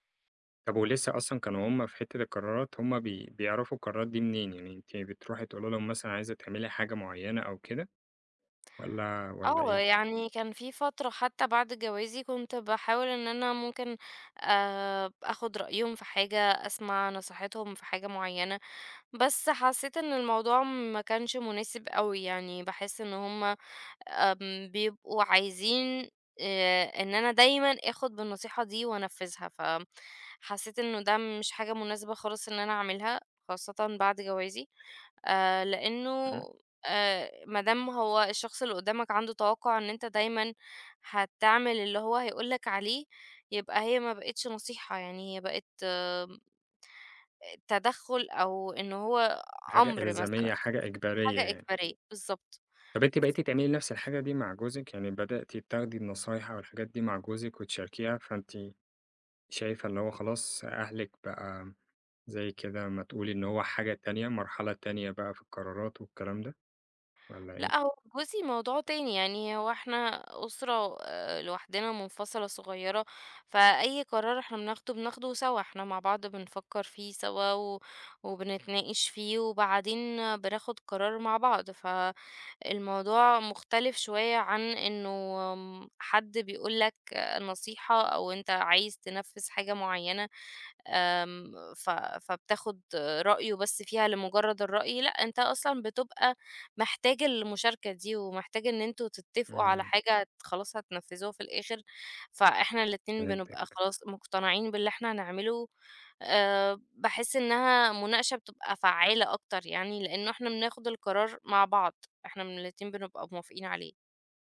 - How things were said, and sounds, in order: none
- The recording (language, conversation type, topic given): Arabic, podcast, إزاي نلاقي توازن بين رغباتنا وتوقعات العيلة؟